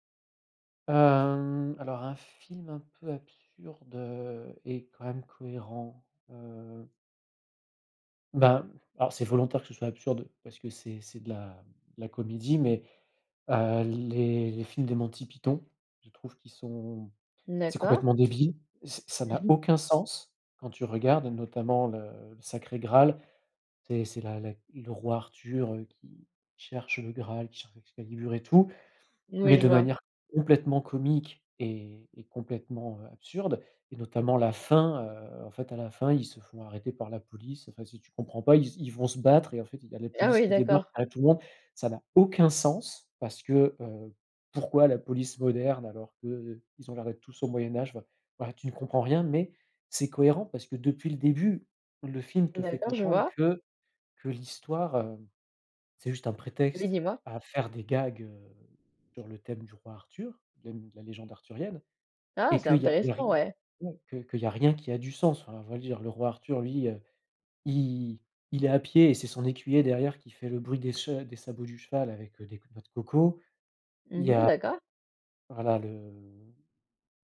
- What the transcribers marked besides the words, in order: drawn out: "Hem"; stressed: "fin"; other background noise; unintelligible speech
- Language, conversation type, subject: French, podcast, Qu’est-ce qui fait, selon toi, une bonne histoire au cinéma ?